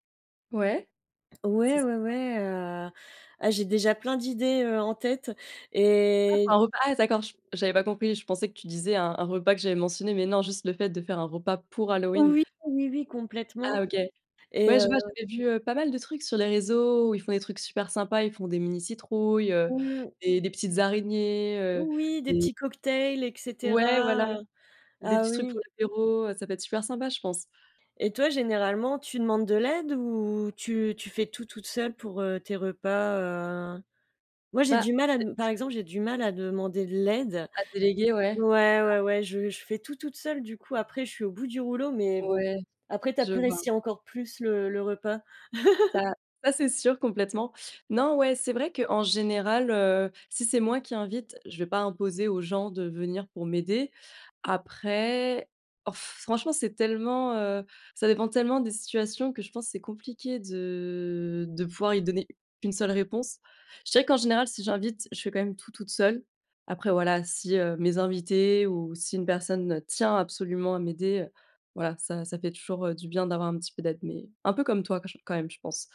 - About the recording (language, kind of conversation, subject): French, unstructured, Comment prépares-tu un repas pour une occasion spéciale ?
- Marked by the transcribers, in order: chuckle; drawn out: "de"